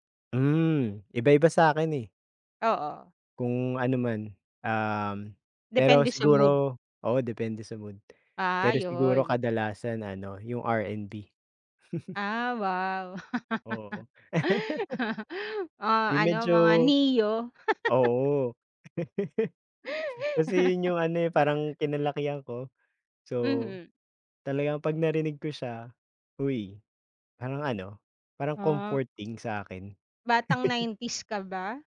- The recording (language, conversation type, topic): Filipino, unstructured, Paano ka naaapektuhan ng musika sa araw-araw?
- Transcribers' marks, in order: chuckle; laugh; laugh; other background noise; chuckle